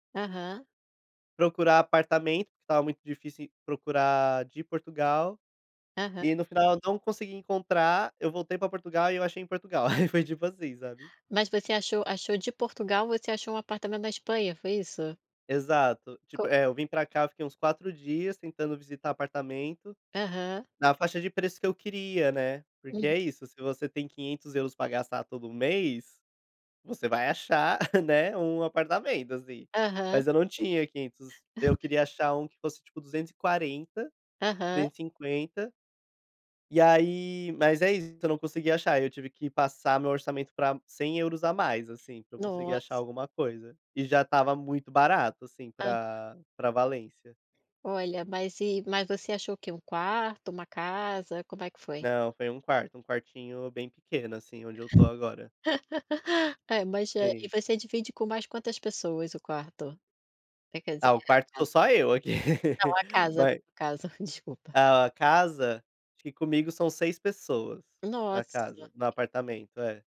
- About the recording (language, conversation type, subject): Portuguese, podcast, Como você supera o medo da mudança?
- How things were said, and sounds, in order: chuckle; other background noise; laugh; laugh